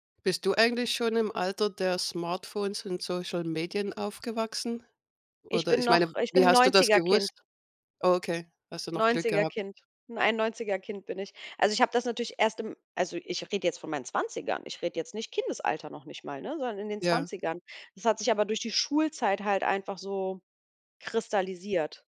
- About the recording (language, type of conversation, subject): German, unstructured, Wie wichtig sind Freundschaften in der Schule?
- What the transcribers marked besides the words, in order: tapping